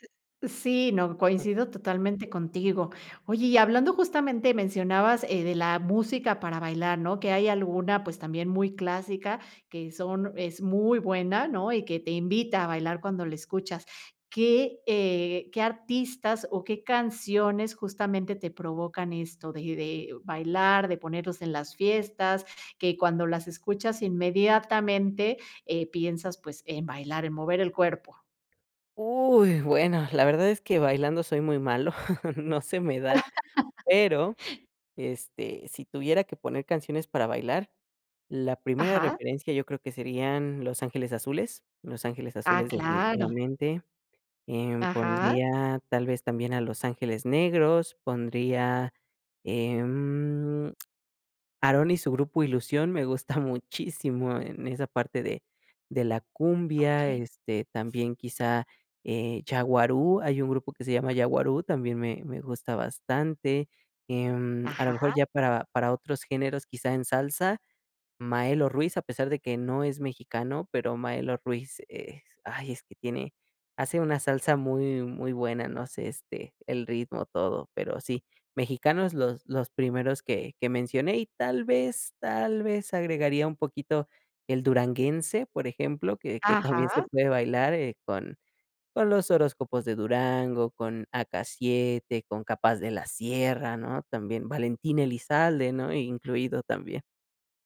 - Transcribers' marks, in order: chuckle; laugh; laughing while speaking: "gusta"
- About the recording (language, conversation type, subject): Spanish, podcast, ¿Qué canción te conecta con tu cultura?